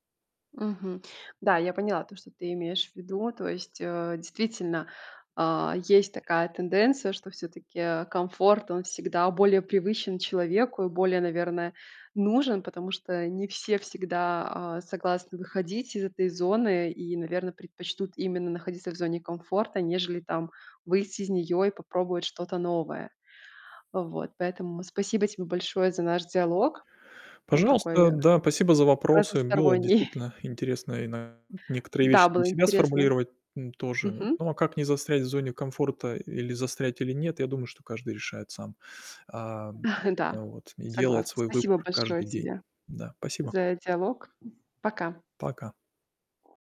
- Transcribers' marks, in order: tapping; static; laughing while speaking: "разносторонний"; distorted speech; chuckle; other background noise; other noise
- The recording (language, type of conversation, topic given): Russian, podcast, Как не застрять в зоне комфорта?